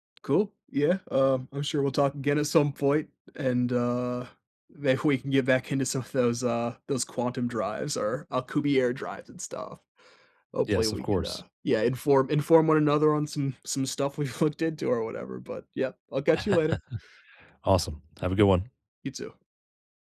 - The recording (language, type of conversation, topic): English, unstructured, What do you find most interesting about space?
- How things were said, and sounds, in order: tapping; laughing while speaking: "maybe we can get back into some of those"; laughing while speaking: "looked"; laugh